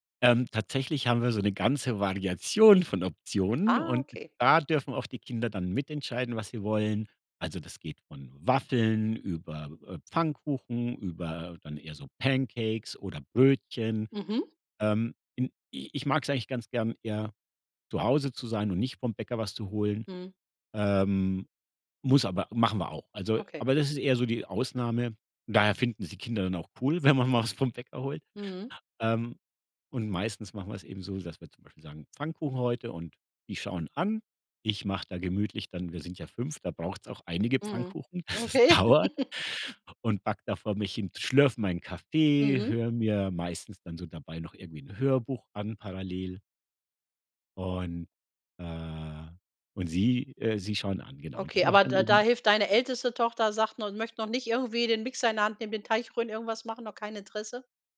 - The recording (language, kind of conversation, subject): German, podcast, Wie beginnt bei euch typischerweise ein Sonntagmorgen?
- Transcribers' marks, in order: joyful: "Variation"; laughing while speaking: "wenn man mal was"; laughing while speaking: "okay"; laughing while speaking: "das dauert"; laugh; stressed: "Kaffee"